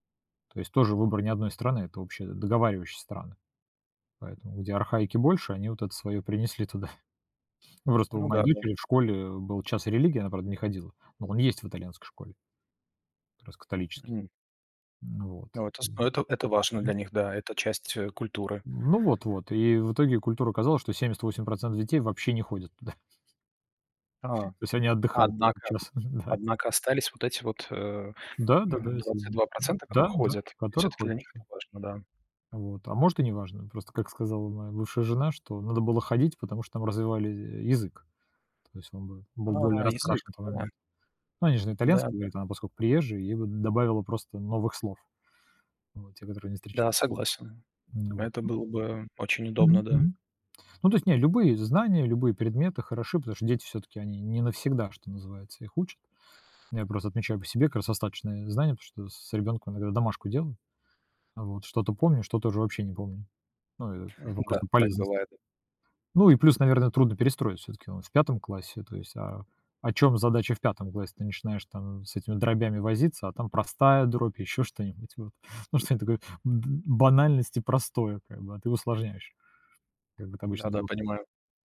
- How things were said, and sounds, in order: chuckle; chuckle; chuckle; tapping; other background noise; chuckle
- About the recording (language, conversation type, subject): Russian, unstructured, Что важнее в школе: знания или навыки?